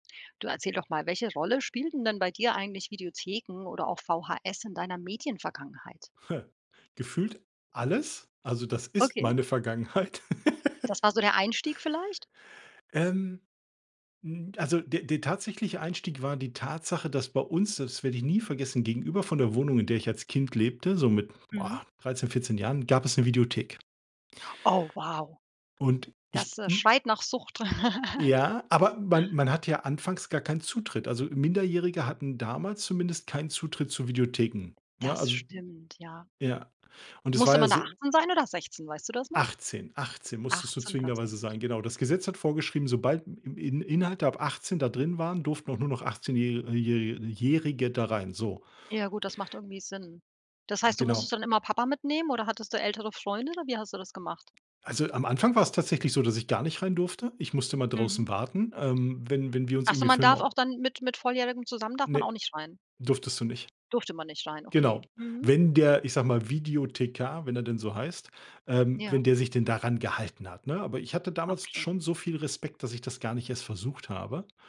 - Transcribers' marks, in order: chuckle; stressed: "ist"; laugh; chuckle
- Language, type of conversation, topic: German, podcast, Welche Rolle haben Videotheken und VHS-Kassetten in deiner Medienbiografie gespielt?